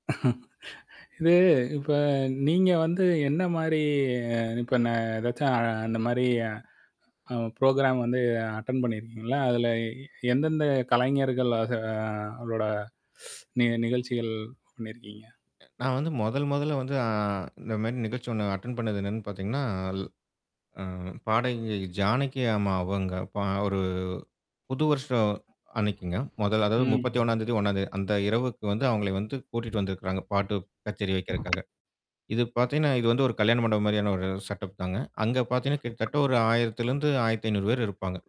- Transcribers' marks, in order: chuckle; mechanical hum; in English: "ப்ரோகிராம்"; in English: "அட்டெண்ட்"; tapping; sniff; static; "இந்த" said as "இன்ன"; in English: "அட்டெண்ட்"; other background noise; drawn out: "அ"; in English: "செட் அப்"
- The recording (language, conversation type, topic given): Tamil, podcast, நேரடி இசை நிகழ்வில் ஒரு பாடல் ஏன் வேறுவிதமாக உணரச் செய்கிறது?